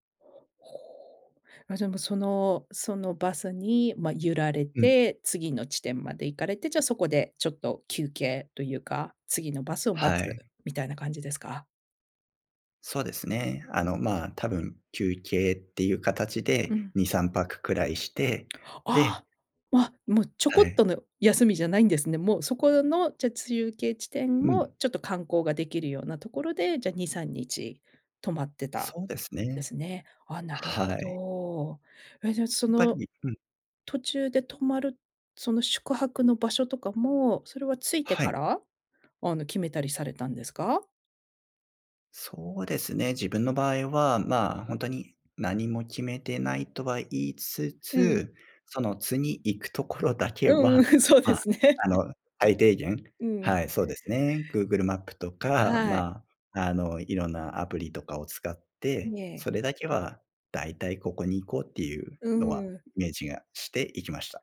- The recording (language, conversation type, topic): Japanese, podcast, 人生で一番忘れられない旅の話を聞かせていただけますか？
- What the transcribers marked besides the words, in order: laughing while speaking: "そうですね"